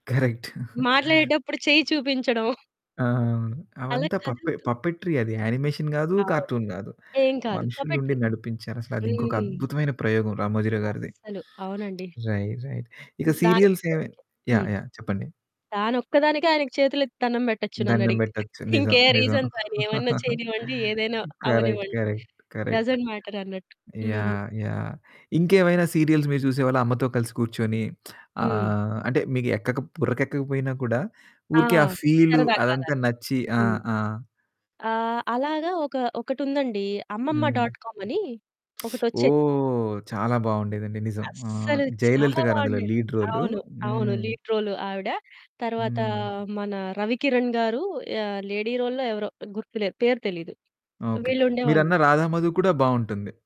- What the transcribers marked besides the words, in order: laughing while speaking: "కరెక్ట్"; other background noise; in English: "పప్పె పప్పెట్రీ"; in English: "యానిమేషన్"; giggle; in English: "కార్టూన్"; static; in English: "పోపే‌ట్రి"; in English: "రైట్, రైట్"; chuckle; in English: "రీజన్స్"; chuckle; in English: "కరెక్ట్. కరెక్ట్. కరెక్ట్"; in English: "డసెంట్"; in English: "సీరియల్స్"; lip smack; in English: "డాట్ కామ్"; stressed: "అస్సలు"; in English: "లీడ్"; in English: "లీడ్ రోల్"; in English: "లేడీ రోల్‌లో"
- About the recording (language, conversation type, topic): Telugu, podcast, పాత టెలివిజన్ ధారావాహికలు మీ మనసులో ఎందుకు అంతగా నిలిచిపోయాయి?